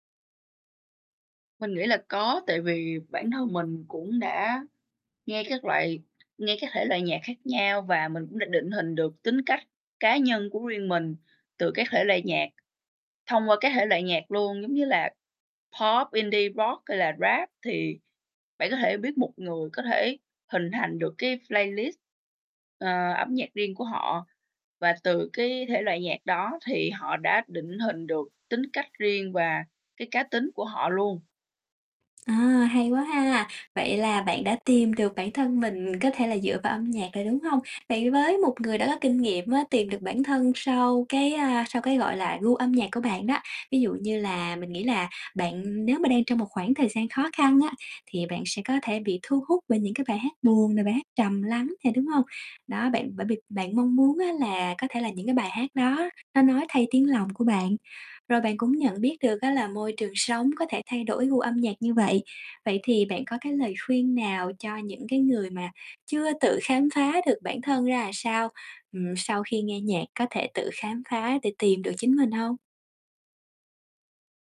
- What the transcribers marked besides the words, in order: tapping; in English: "playlist"
- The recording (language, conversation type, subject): Vietnamese, podcast, Âm nhạc bạn nghe phản ánh con người bạn như thế nào?